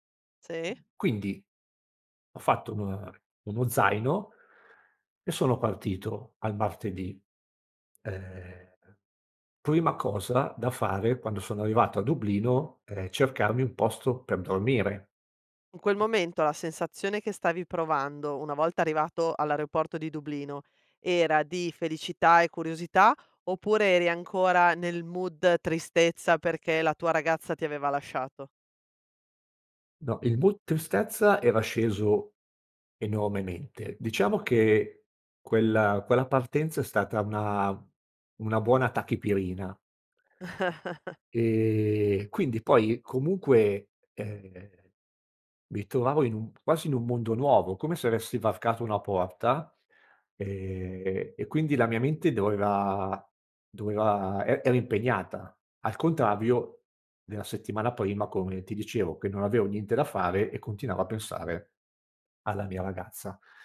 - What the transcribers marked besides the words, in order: other background noise; in English: "mood"; in English: "mood"; chuckle
- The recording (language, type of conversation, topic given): Italian, podcast, Qual è un viaggio che ti ha cambiato la vita?